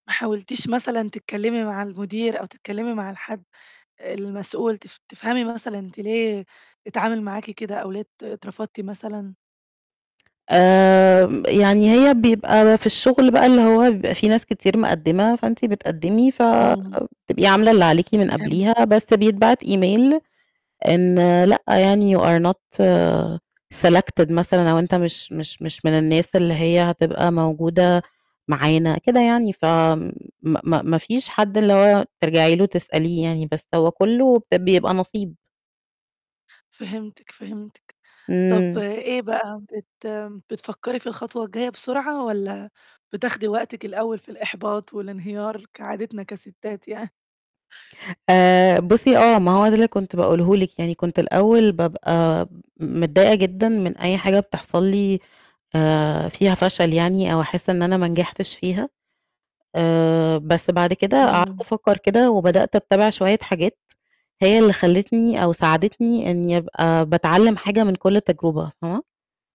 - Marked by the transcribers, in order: tapping; in English: "email"; in English: "you are not selected"; distorted speech
- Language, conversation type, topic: Arabic, podcast, إزاي بتتعامل مع الفشل؟